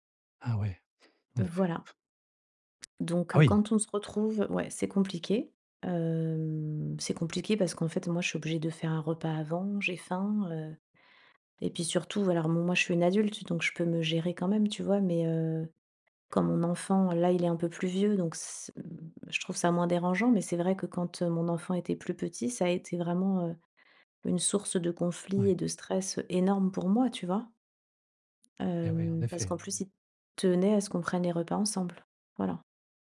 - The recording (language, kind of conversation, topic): French, advice, Comment gères-tu le choc culturel face à des habitudes et à des règles sociales différentes ?
- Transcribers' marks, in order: other noise